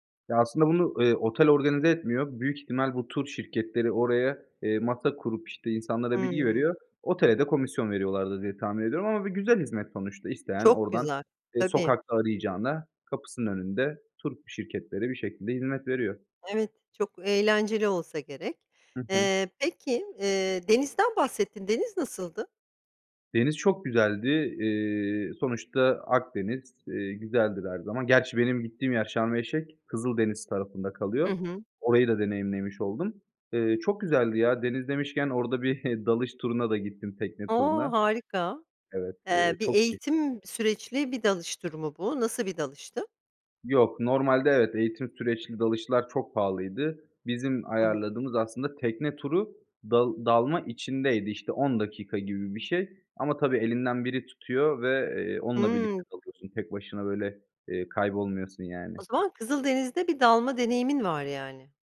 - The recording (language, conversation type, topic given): Turkish, podcast, Bana unutamadığın bir deneyimini anlatır mısın?
- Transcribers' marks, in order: laughing while speaking: "bir"; unintelligible speech